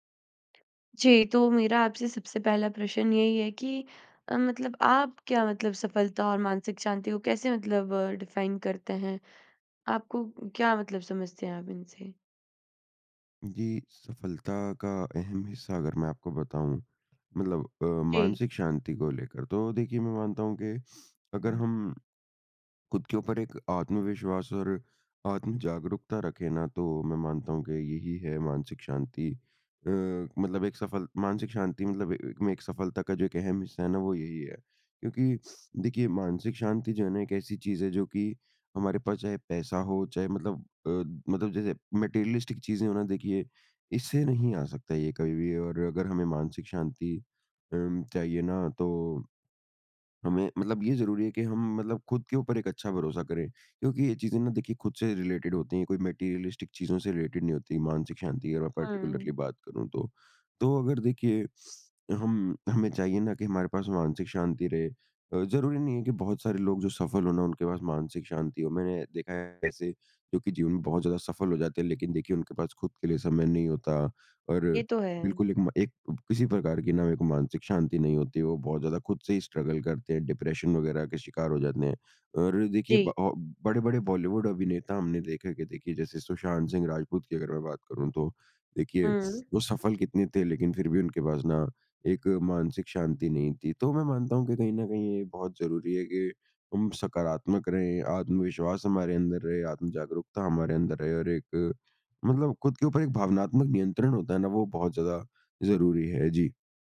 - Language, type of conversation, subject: Hindi, podcast, क्या मानसिक शांति सफलता का एक अहम हिस्सा है?
- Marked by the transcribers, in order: other background noise; in English: "डिफाइन"; sniff; sniff; in English: "मटेरियलिस्टिक"; in English: "रिलेटेड"; in English: "मटीरियलिस्टिक"; in English: "रिलेटेड"; in English: "पार्टिकुलरली"; sniff; in English: "स्ट्रगल"; in English: "डिप्रेशन"